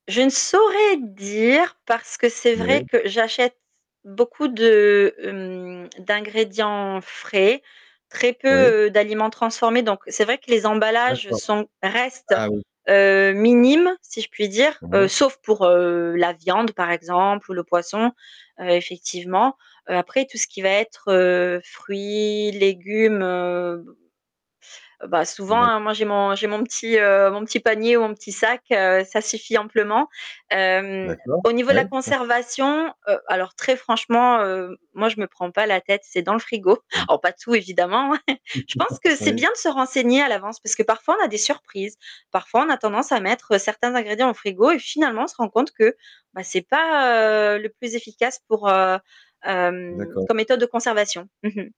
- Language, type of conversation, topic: French, podcast, Quelle est une astuce simple pour cuisiner sans gaspiller ?
- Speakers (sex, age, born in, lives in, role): female, 40-44, France, France, guest; male, 50-54, France, France, host
- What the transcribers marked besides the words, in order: static; distorted speech; chuckle; laugh; stressed: "finalement"